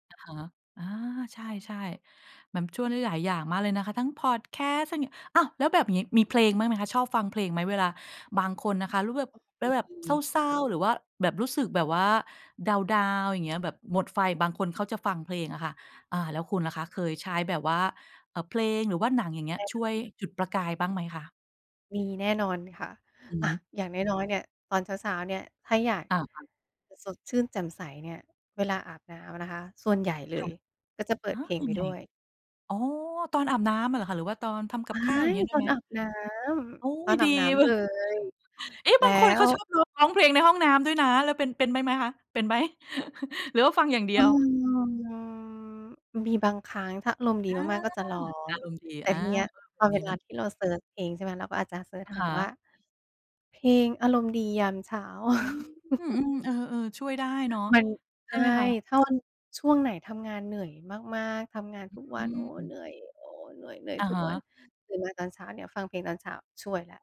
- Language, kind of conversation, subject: Thai, podcast, คุณมักหาแรงบันดาลใจมาจากที่ไหนบ้าง?
- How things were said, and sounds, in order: tapping; unintelligible speech; chuckle; drawn out: "อืม"; laugh